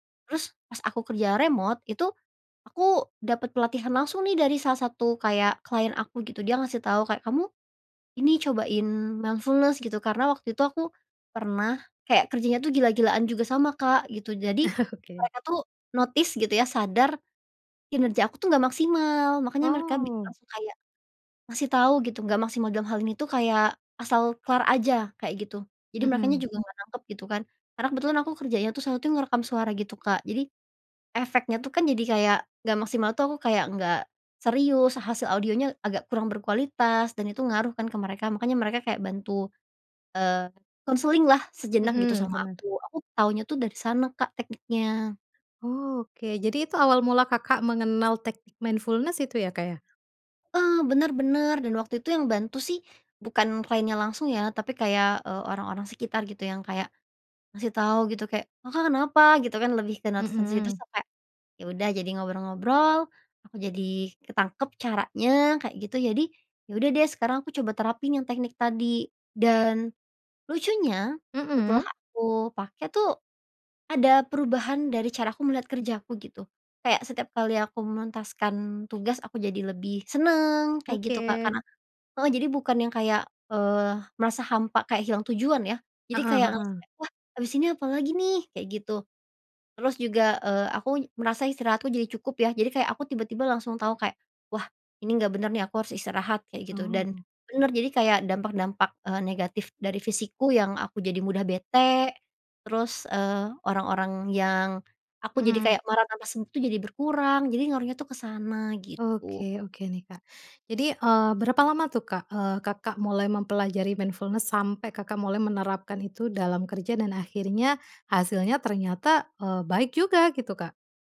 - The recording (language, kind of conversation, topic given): Indonesian, podcast, Bagaimana mindfulness dapat membantu saat bekerja atau belajar?
- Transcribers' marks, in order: in English: "remote"; in English: "mindfulness"; chuckle; in English: "notice"; in English: "mindfulness"; unintelligible speech; in English: "mindfulness"